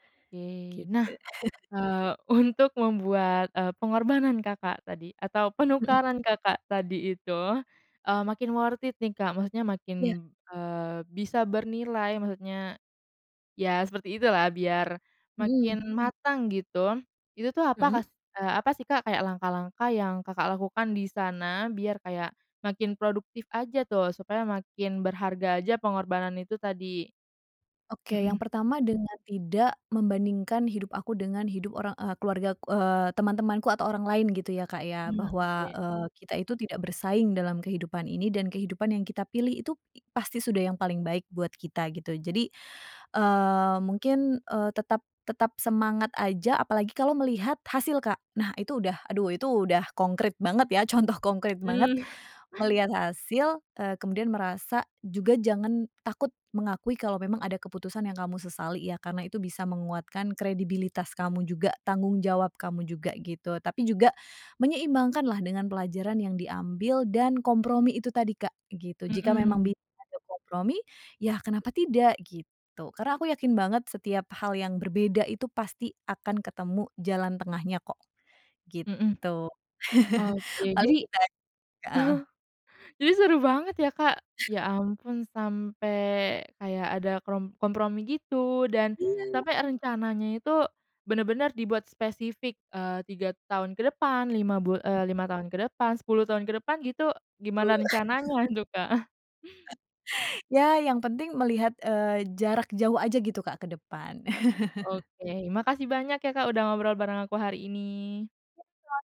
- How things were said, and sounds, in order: laughing while speaking: "untuk"; chuckle; in English: "worth it"; chuckle; laughing while speaking: "contoh"; tapping; chuckle; other background noise; chuckle; chuckle
- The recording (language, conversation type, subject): Indonesian, podcast, Apa pengorbanan paling berat yang harus dilakukan untuk meraih sukses?